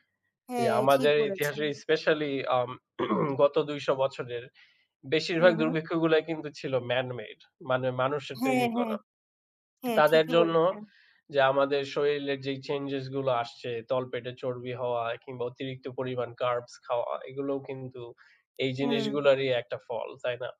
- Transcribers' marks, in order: throat clearing
- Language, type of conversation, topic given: Bengali, unstructured, কোনো ছবি বা চিত্রকর্ম দেখে আপনি কি কখনো অঝোরে কেঁদেছেন?